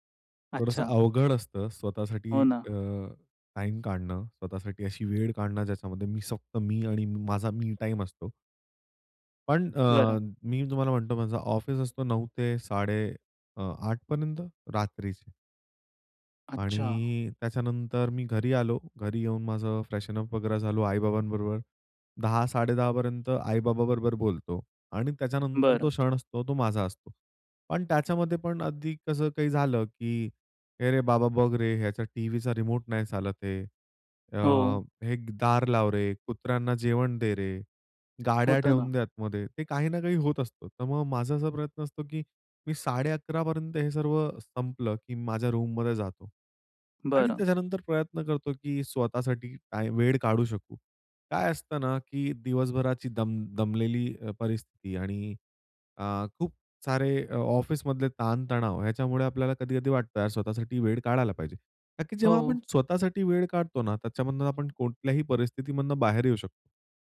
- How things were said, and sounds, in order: in English: "मी"; in English: "फ्रेशन अप"; in English: "रिमोट"; tapping
- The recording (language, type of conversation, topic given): Marathi, podcast, फक्त स्वतःसाठी वेळ कसा काढता आणि घरही कसे सांभाळता?